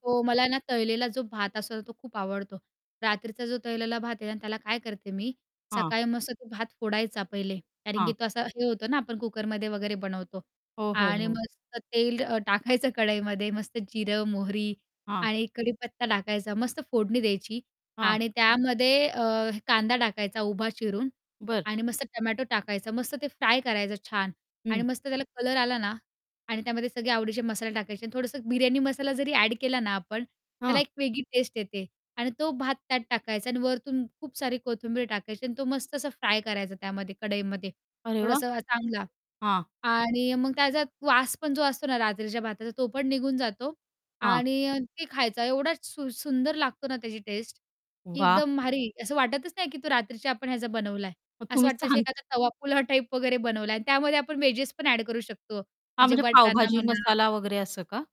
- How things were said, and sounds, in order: other background noise; laughing while speaking: "टाकायचं"; laughing while speaking: "मग तुम्ही सांग"
- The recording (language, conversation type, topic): Marathi, podcast, उरलेलं/कालचं अन्न दुसऱ्या दिवशी अगदी ताजं आणि नव्या चवीचं कसं करता?